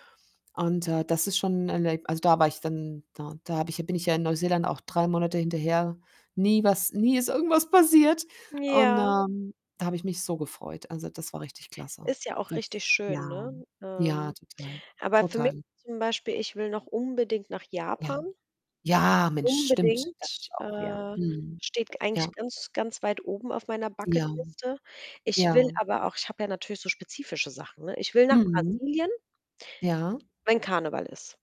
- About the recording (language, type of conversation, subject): German, unstructured, Welche Reiseziele stehen ganz oben auf deiner Wunschliste und warum?
- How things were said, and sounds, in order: distorted speech; in English: "Bucket-Liste"